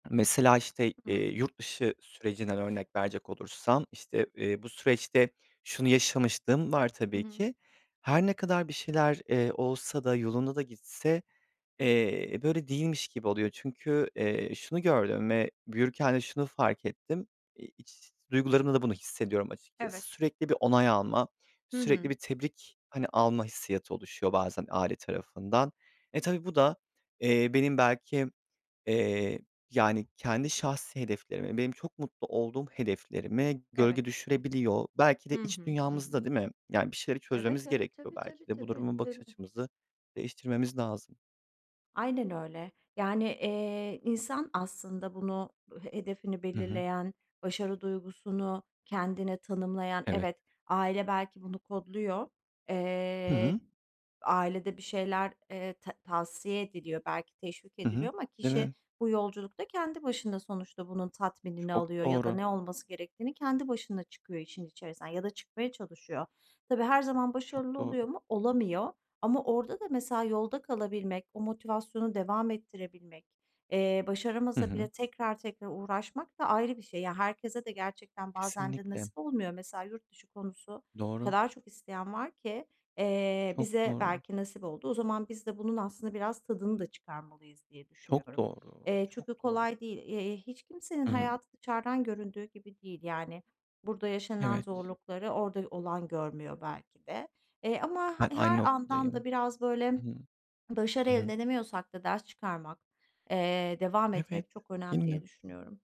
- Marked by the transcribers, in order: swallow
- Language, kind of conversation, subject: Turkish, unstructured, Gelecekte en çok başarmak istediğin şey nedir?